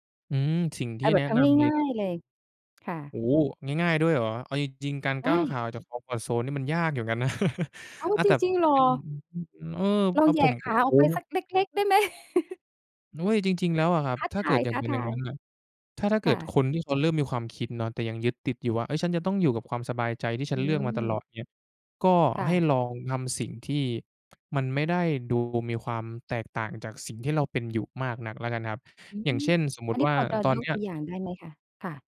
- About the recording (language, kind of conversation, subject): Thai, podcast, คุณก้าวออกจากโซนที่คุ้นเคยของตัวเองได้อย่างไร?
- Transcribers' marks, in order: chuckle; "โอ๊ย" said as "โน้ย"; chuckle; tapping; chuckle